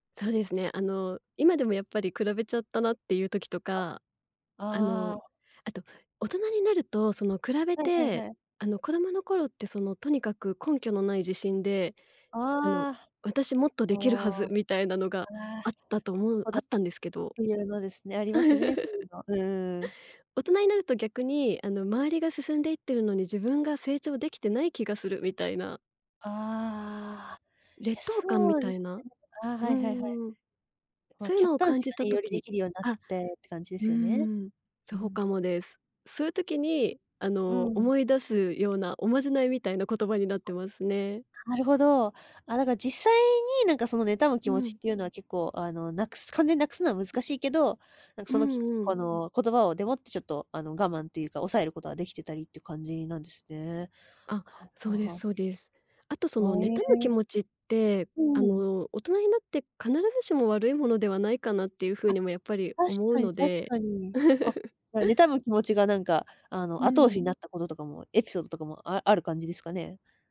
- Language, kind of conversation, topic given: Japanese, podcast, 他人と比べないようにするには、どうすればいいですか？
- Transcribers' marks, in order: chuckle; tapping; other background noise; chuckle; background speech